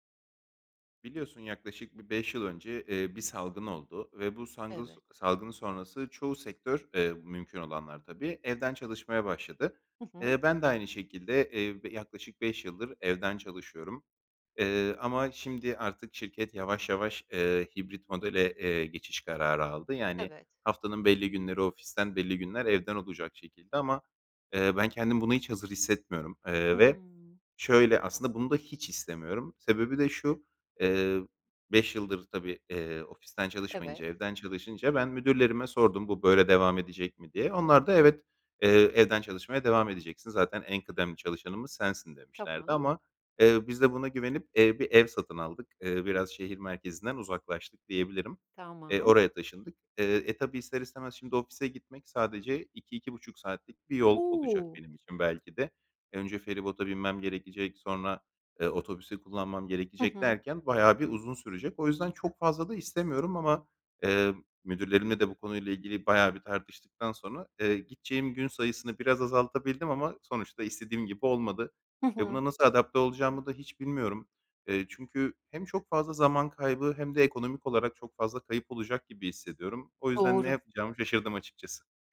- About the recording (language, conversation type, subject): Turkish, advice, Evden çalışma veya esnek çalışma düzenine geçişe nasıl uyum sağlıyorsunuz?
- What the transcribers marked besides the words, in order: other background noise; tapping; other noise